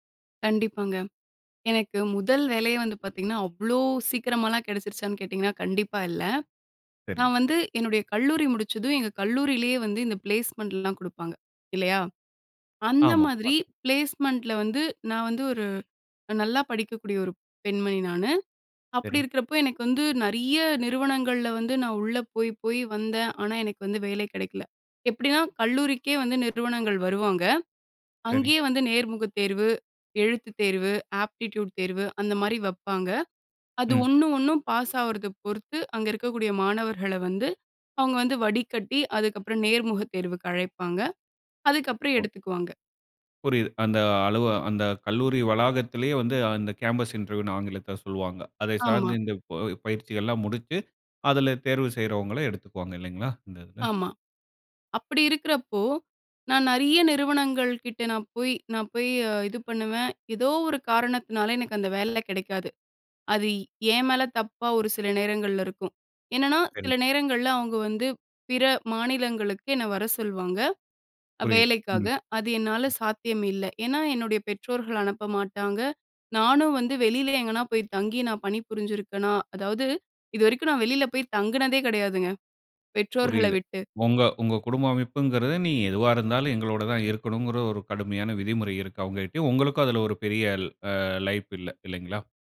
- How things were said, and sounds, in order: in English: "பிளேஸ்மெண்ட்லாம்"; unintelligible speech; in English: "பிளேஸ்மெண்ட்ல"; in English: "ஆப்டிட்யூட்"; unintelligible speech; in English: "கேம்பஸ் இன்டர்வியூன்னு"
- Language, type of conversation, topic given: Tamil, podcast, உங்கள் முதல் வேலை அனுபவம் உங்கள் வாழ்க்கைக்கு இன்றும் எப்படி உதவுகிறது?